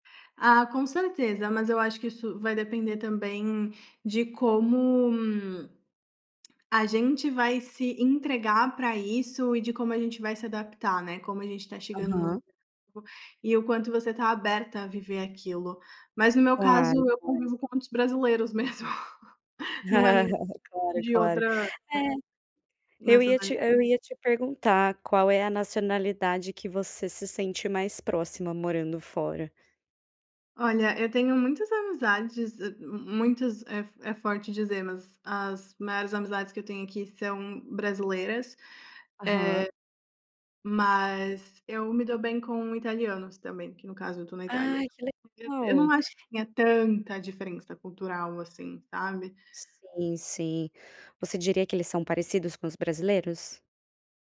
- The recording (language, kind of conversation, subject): Portuguese, podcast, Que música sempre te traz memórias fortes?
- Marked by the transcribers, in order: other noise; laugh; laughing while speaking: "mesmo"; tapping; unintelligible speech